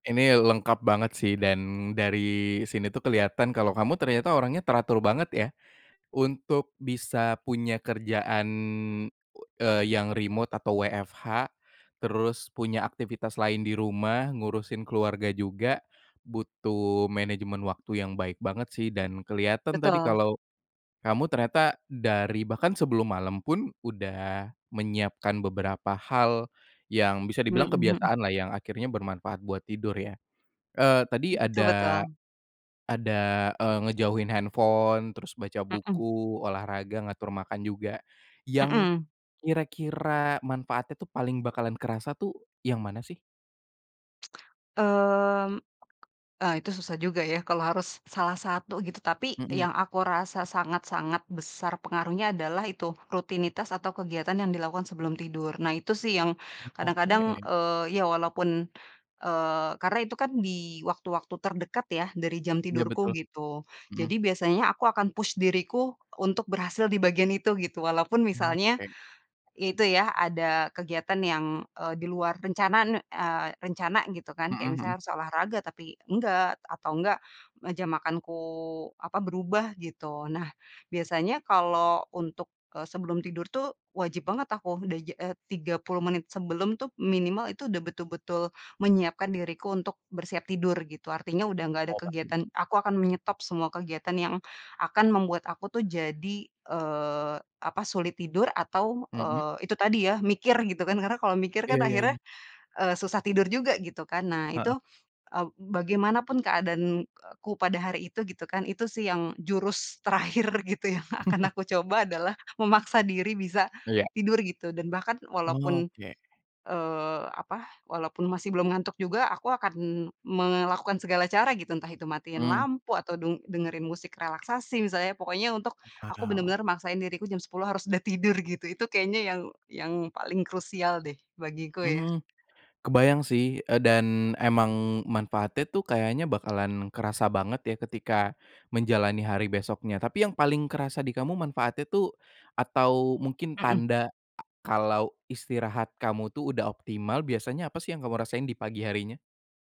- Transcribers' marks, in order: in English: "remote"; in English: "WFH"; in English: "handphone"; other background noise; in English: "push"; laughing while speaking: "gitu, yang akan"; chuckle
- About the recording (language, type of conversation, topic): Indonesian, podcast, Apa rutinitas malam yang membantu kamu bangun pagi dengan segar?